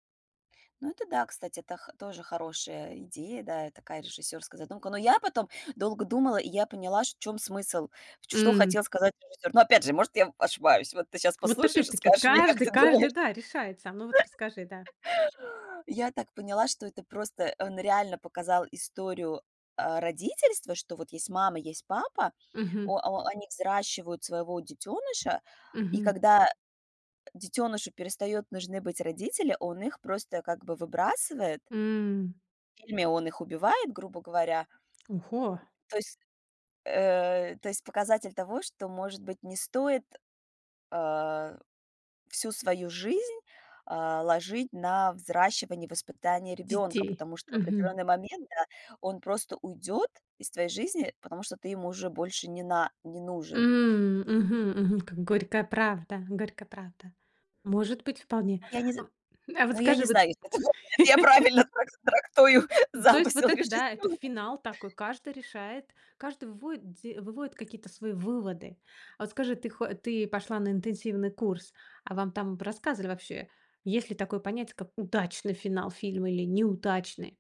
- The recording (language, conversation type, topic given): Russian, podcast, Что для тебя означает удачный финал фильма?
- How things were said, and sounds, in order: laughing while speaking: "скажешь мне, как ты думаешь"; laugh; laughing while speaking: "если это я правильно трак трактую замысел режиссёра"; laugh